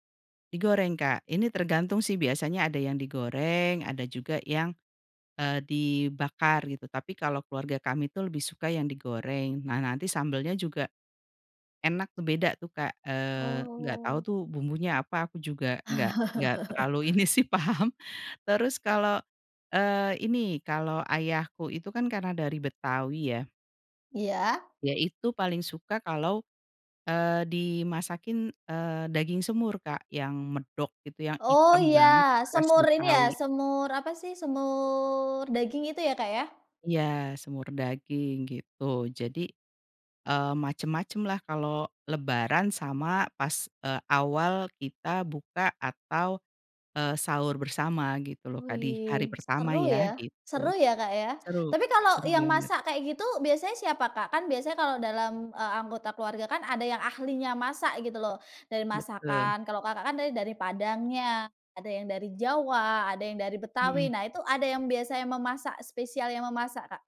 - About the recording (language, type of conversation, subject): Indonesian, podcast, Bagaimana makanan tradisional di keluarga kamu bisa menjadi bagian dari identitasmu?
- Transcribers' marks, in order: laughing while speaking: "ini sih paham"